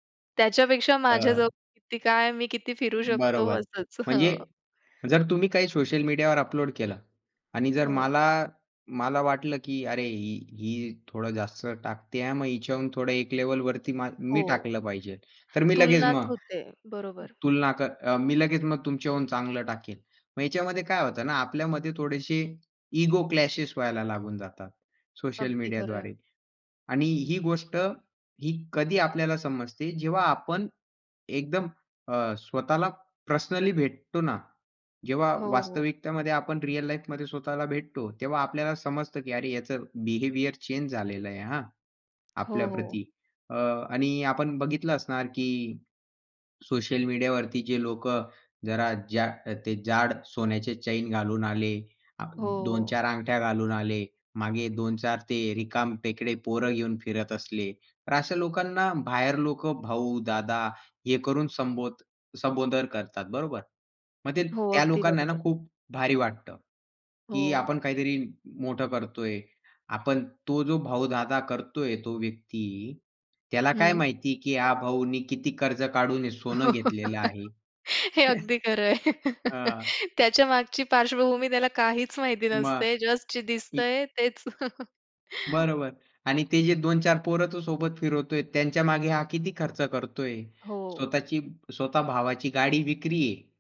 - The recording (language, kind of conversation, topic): Marathi, podcast, सामाजिक माध्यमांवर लोकांचे आयुष्य नेहमीच परिपूर्ण का दिसते?
- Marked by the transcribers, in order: other noise; other background noise; tapping; in English: "लाईफमध्ये"; in English: "बिहेवियर चेंज"; laugh; laughing while speaking: "हे अगदी खरंय"; laugh; chuckle; chuckle